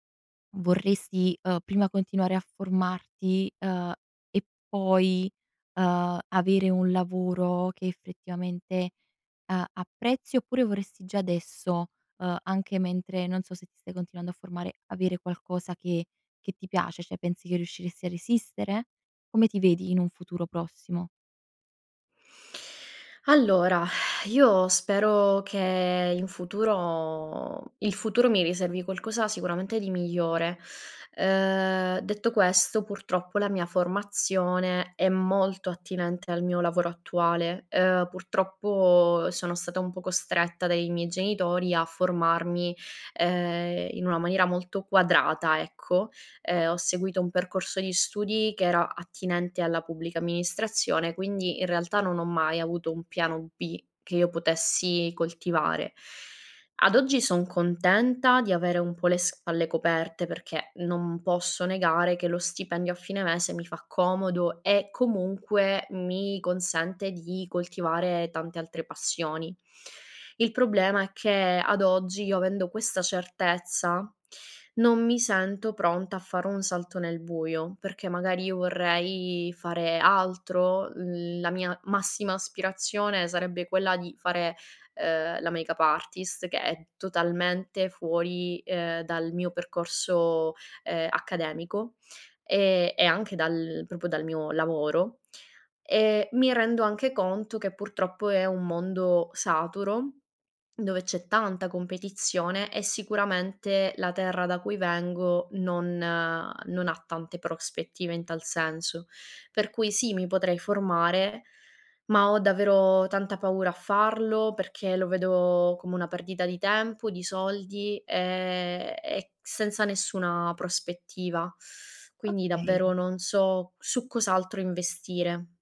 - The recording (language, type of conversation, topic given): Italian, advice, Come posso capire perché mi sento bloccato nella carriera e senza un senso personale?
- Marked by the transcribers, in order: "effettivamente" said as "effrettivamente"; "Cioè" said as "ceh"; sigh; "proprio" said as "propro"